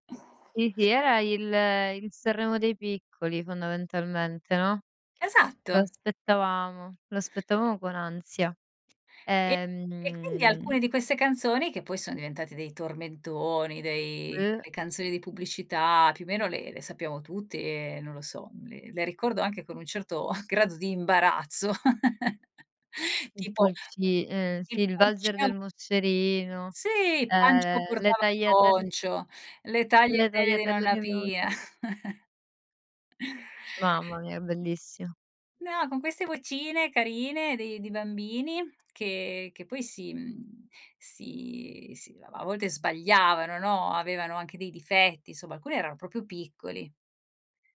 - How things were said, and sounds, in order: "Sì" said as "ì"; tapping; other background noise; drawn out: "Ehm"; chuckle; chuckle; "proprio" said as "propio"
- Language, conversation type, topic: Italian, podcast, Qual è la canzone che ti riporta subito all’infanzia?